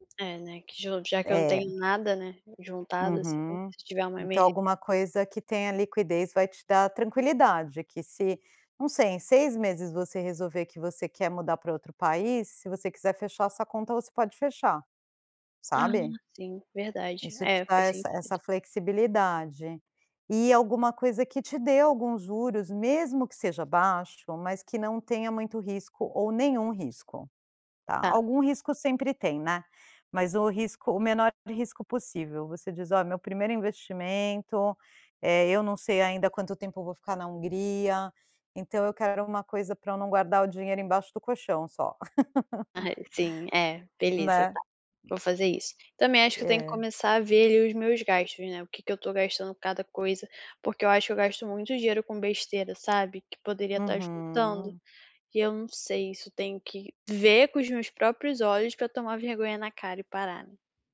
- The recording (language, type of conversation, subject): Portuguese, advice, Como posso controlar minhas assinaturas e reduzir meus gastos mensais?
- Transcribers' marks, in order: laugh